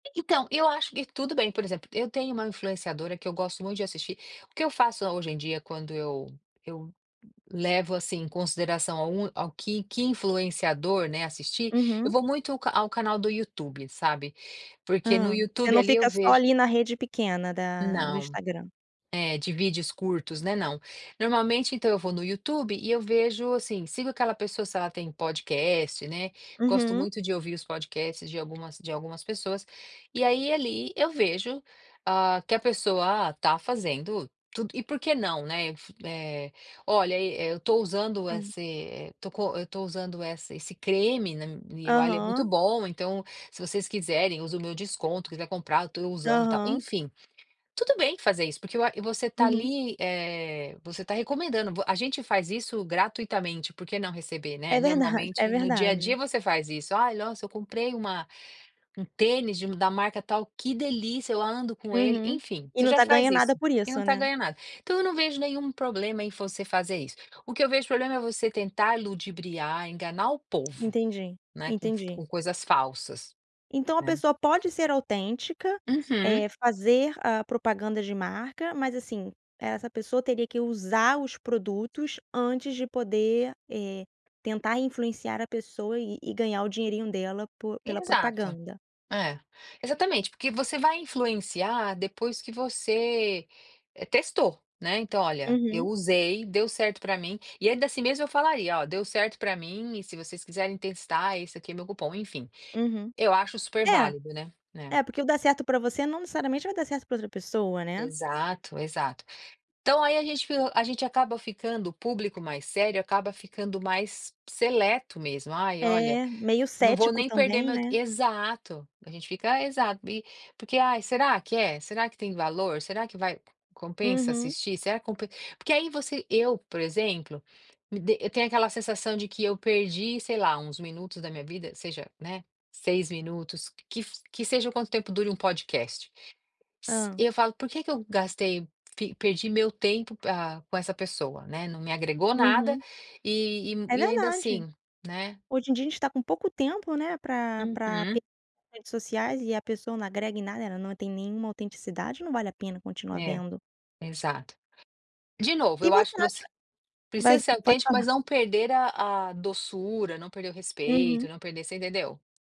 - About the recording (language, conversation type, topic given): Portuguese, podcast, Por que o público valoriza mais a autenticidade hoje?
- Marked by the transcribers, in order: other background noise; tapping